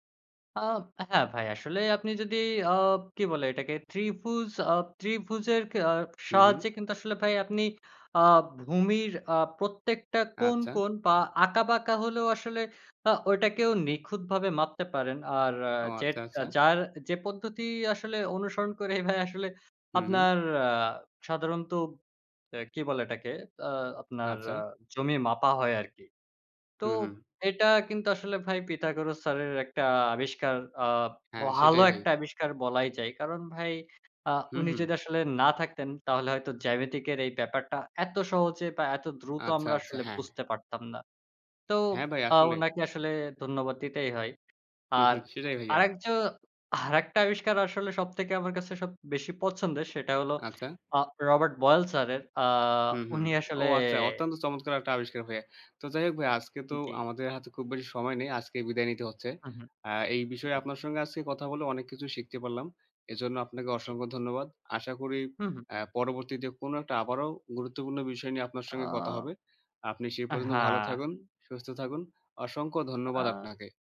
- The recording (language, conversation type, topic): Bengali, unstructured, আপনি কোন বৈজ্ঞানিক আবিষ্কারটি সবচেয়ে বেশি পছন্দ করেন?
- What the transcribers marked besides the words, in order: laughing while speaking: "করেই ভাই"